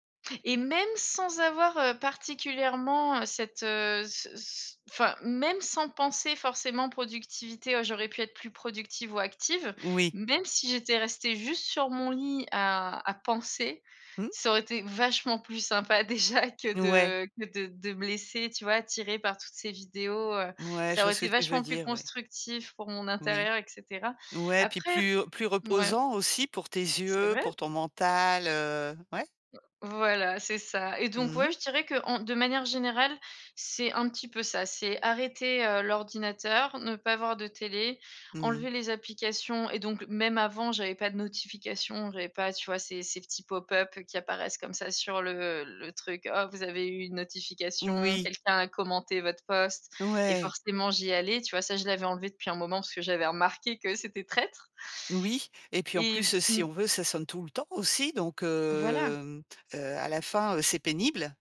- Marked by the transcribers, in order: laughing while speaking: "déjà"; other background noise; drawn out: "hem"
- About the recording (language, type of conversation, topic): French, podcast, Comment fais-tu pour déconnecter le soir ?